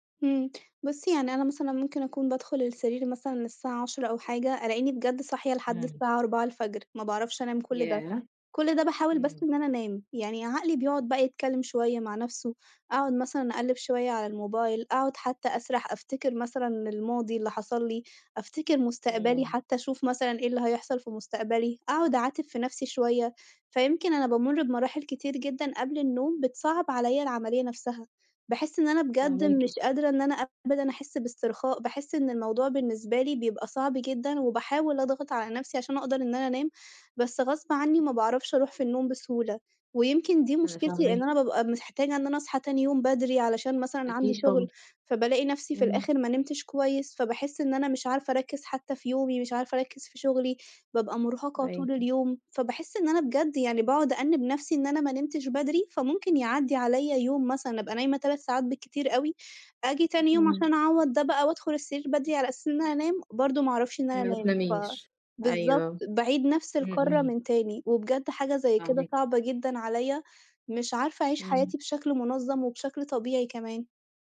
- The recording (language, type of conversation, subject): Arabic, advice, إزاي أقدر أعمل روتين نوم ثابت يخلّيني أنام في نفس المعاد كل ليلة؟
- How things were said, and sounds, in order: other background noise